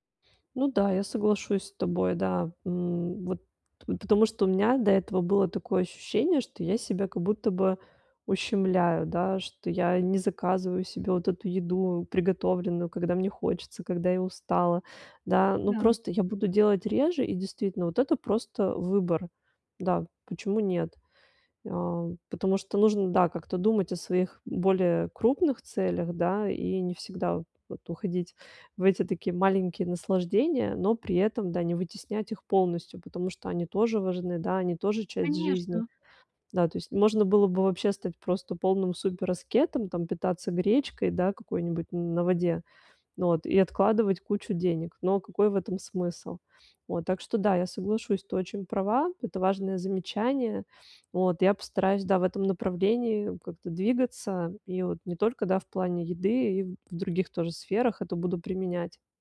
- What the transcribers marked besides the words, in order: other background noise
- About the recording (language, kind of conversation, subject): Russian, advice, Как мне экономить деньги, не чувствуя себя лишённым и несчастным?